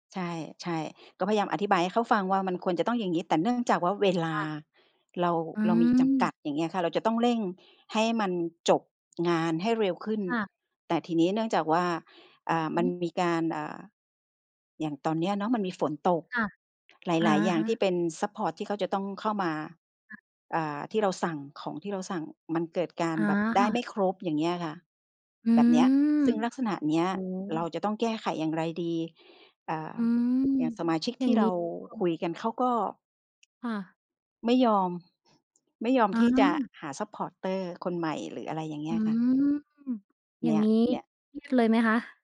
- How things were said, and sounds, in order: tapping; in English: "supporter"
- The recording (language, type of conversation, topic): Thai, podcast, คุณมีวิธีจัดการกับความเครียดอย่างไรบ้าง?